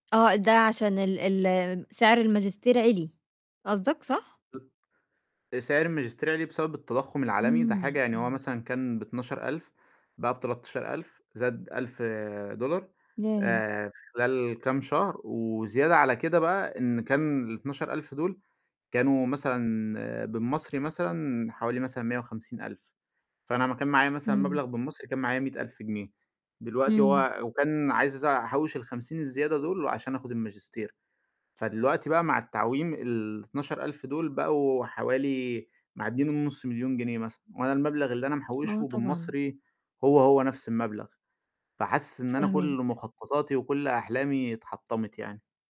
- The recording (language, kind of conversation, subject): Arabic, advice, إيه التغيير المفاجئ اللي حصل في وضعك المادي، وإزاي الأزمة الاقتصادية أثّرت على خططك؟
- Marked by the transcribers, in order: none